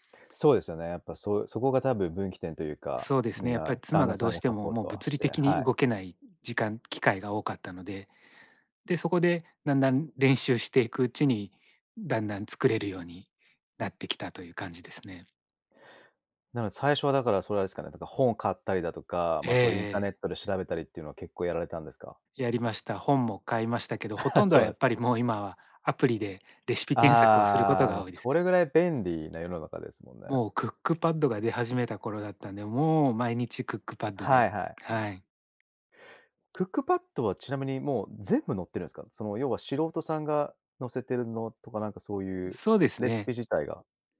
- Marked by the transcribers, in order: other background noise; chuckle; laughing while speaking: "そうなんすね"; tapping
- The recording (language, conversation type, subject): Japanese, podcast, 家事の分担はどうやって決めていますか？